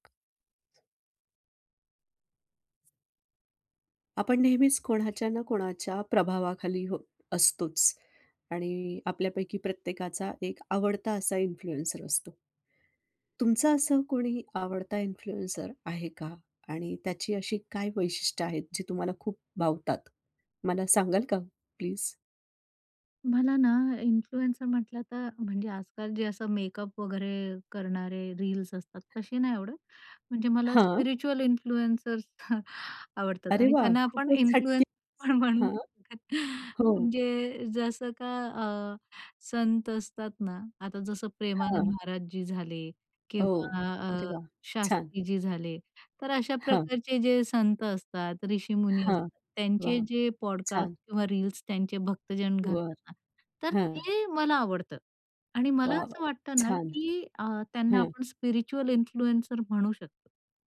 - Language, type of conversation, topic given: Marathi, podcast, तुम्हाला कोणत्या प्रकारचे प्रभावक आवडतात आणि का?
- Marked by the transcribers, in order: tapping; other background noise; in English: "इन्फ्लुएन्सर"; in English: "इन्फ्लुएन्सर"; in English: "इन्फ्लुएन्सर"; in English: "स्पिरिच्युअल इन्फ्लुअन्सर्स"; chuckle; in English: "इन्फ्लुअन्स"; in English: "पॉडकास्ट"; in English: "स्पिरिच्युअल इन्फ्लुएन्सर"